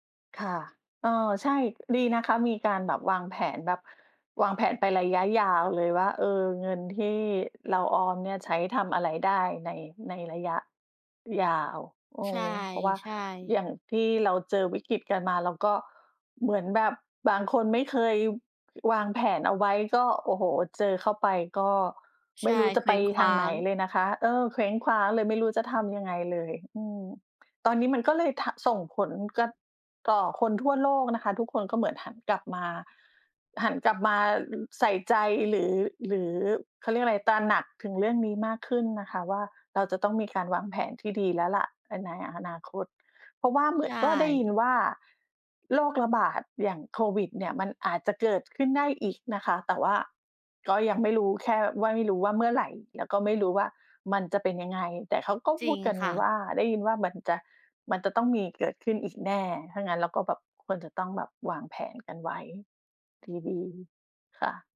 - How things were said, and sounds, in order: other background noise; tapping
- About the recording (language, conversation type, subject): Thai, unstructured, คุณคิดว่าการออมเงินสำคัญแค่ไหนในชีวิตประจำวัน?